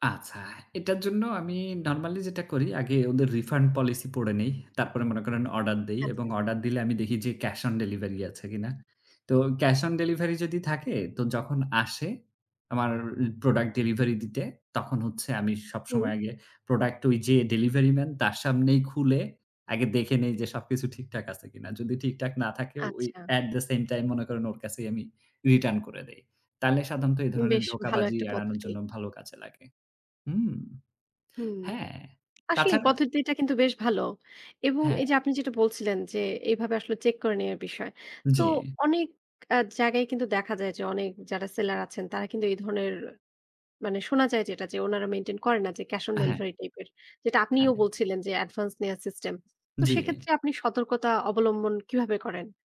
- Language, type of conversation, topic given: Bengali, podcast, আপনি অনলাইন প্রতারণা থেকে নিজেকে কীভাবে রক্ষা করেন?
- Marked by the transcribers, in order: tapping